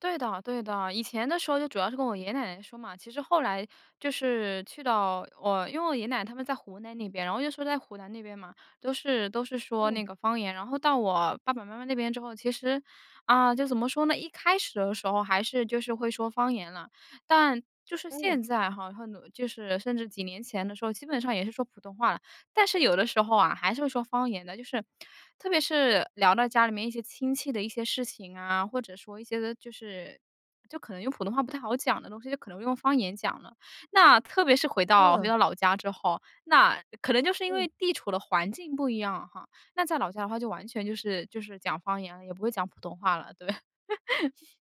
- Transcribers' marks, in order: laughing while speaking: "对"; laugh
- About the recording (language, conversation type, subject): Chinese, podcast, 你怎么看待方言的重要性？